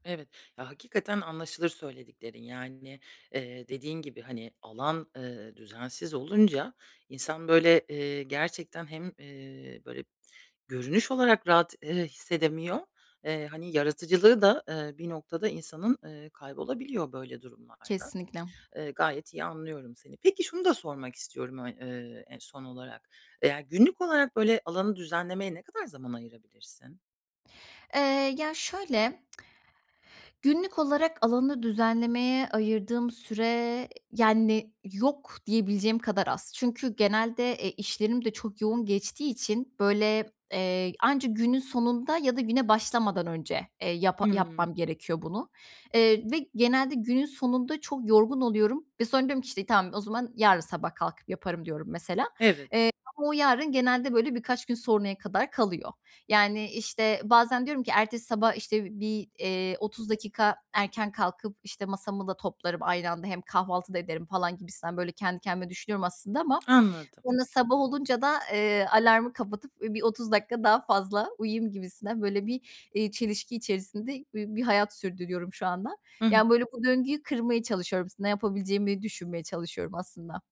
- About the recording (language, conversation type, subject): Turkish, advice, Yaratıcı çalışma alanımı her gün nasıl düzenli, verimli ve ilham verici tutabilirim?
- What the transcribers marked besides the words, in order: lip smack; other background noise; tsk